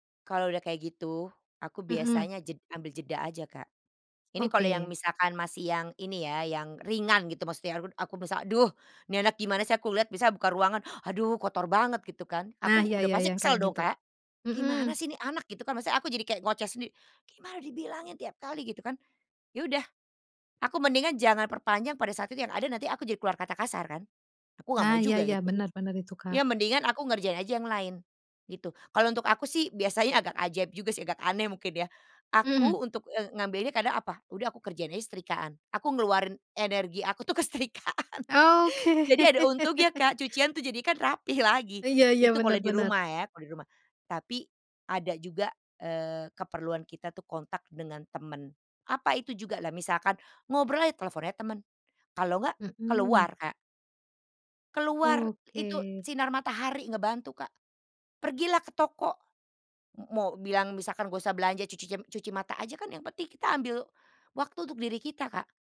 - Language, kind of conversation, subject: Indonesian, podcast, Gimana caramu mendisiplinkan anak tanpa marah berlebihan?
- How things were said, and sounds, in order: laughing while speaking: "Oke"; laugh; laughing while speaking: "ke setrikaan"